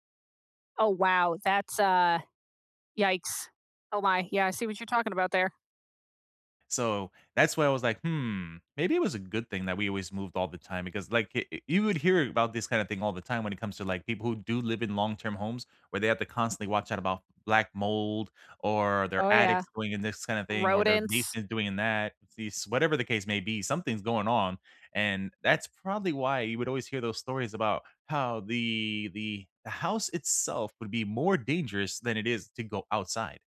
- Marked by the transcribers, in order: none
- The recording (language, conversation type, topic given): English, unstructured, Where do you feel most at home, and why?